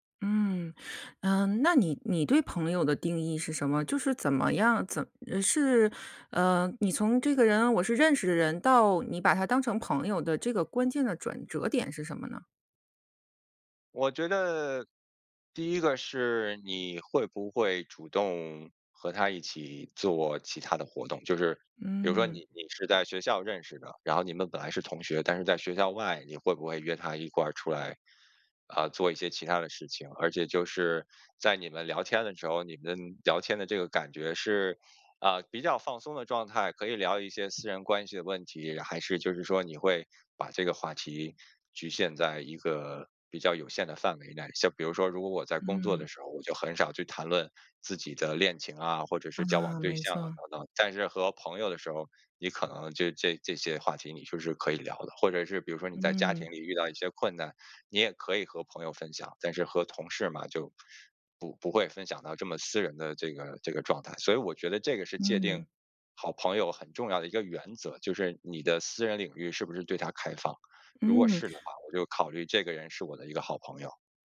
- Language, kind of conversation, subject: Chinese, podcast, 如何建立新的朋友圈？
- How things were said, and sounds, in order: other background noise; tapping